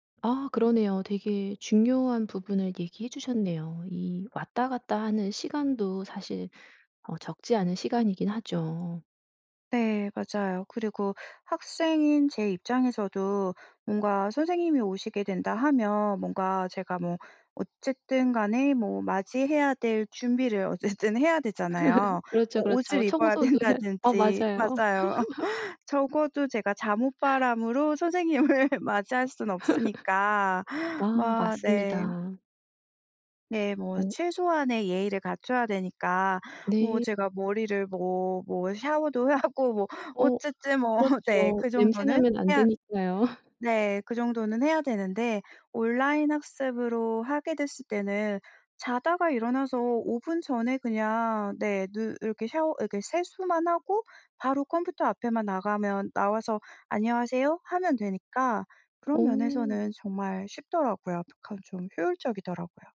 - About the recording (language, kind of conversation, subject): Korean, podcast, 온라인 학습은 학교 수업과 어떤 점에서 가장 다르나요?
- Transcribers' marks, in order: tapping; laughing while speaking: "어쨌든"; other background noise; laugh; laughing while speaking: "된다든지"; laugh; laughing while speaking: "선생님을"; laugh; laughing while speaking: "하고"; laugh